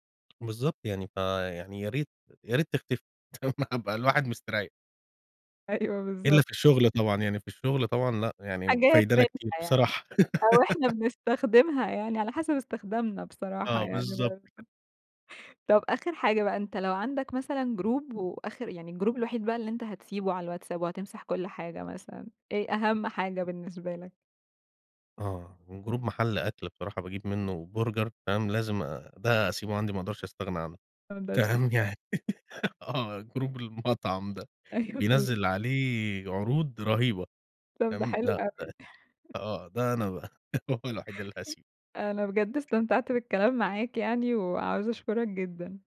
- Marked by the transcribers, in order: giggle; laughing while speaking: "هابقى الواحد مستريح"; giggle; other background noise; in English: "Group"; in English: "Group"; in English: "Group"; unintelligible speech; laugh; laughing while speaking: "آه Group المطعم ده"; in English: "Group"; laughing while speaking: "أيوه"; chuckle; laugh; laughing while speaking: "هو الوحيد اللي هاسيب"; chuckle; tapping
- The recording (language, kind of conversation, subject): Arabic, podcast, إزاي بتتعامل مع كتر الرسائل في جروبات واتساب؟